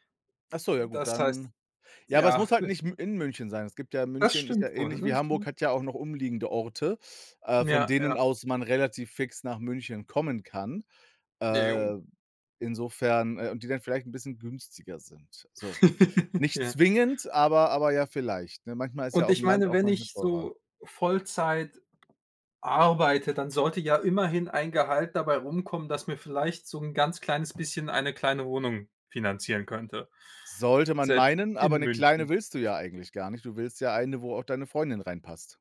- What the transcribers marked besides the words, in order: other noise; chuckle; other background noise; laugh
- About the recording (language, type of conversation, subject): German, unstructured, Was möchtest du in zehn Jahren erreicht haben?